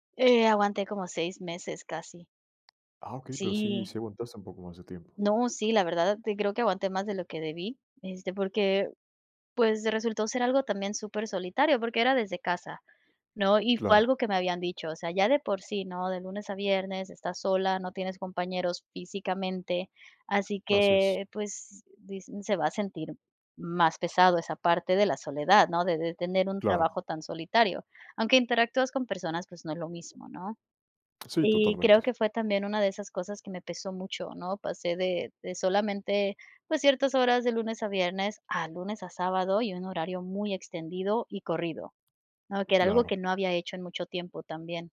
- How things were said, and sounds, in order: other background noise
- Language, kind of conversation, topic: Spanish, podcast, ¿Puedes contarme sobre una decisión que no salió como esperabas?